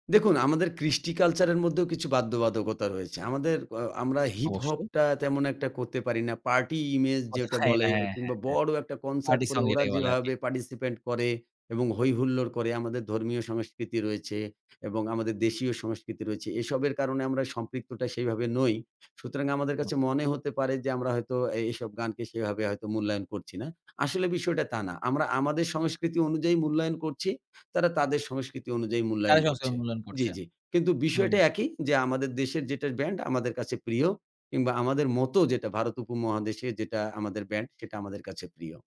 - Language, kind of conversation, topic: Bengali, podcast, স্থানীয় গান ও বিদেশি গান কীভাবে একসঙ্গে মেলাবেন?
- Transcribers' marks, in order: unintelligible speech